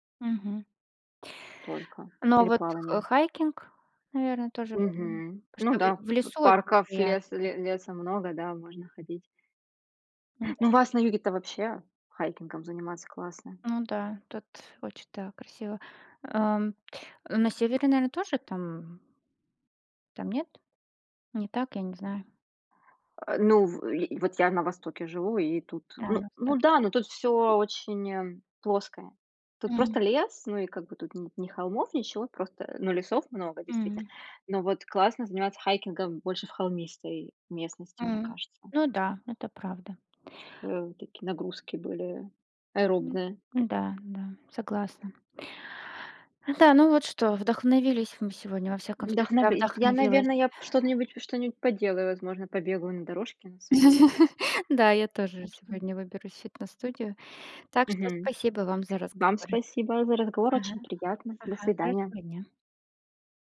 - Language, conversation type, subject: Russian, unstructured, Как спорт влияет на твоё настроение каждый день?
- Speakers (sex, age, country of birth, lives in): female, 35-39, Russia, Germany; female, 40-44, Russia, Germany
- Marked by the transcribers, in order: tapping; other background noise; laughing while speaking: "Да, наве"; laugh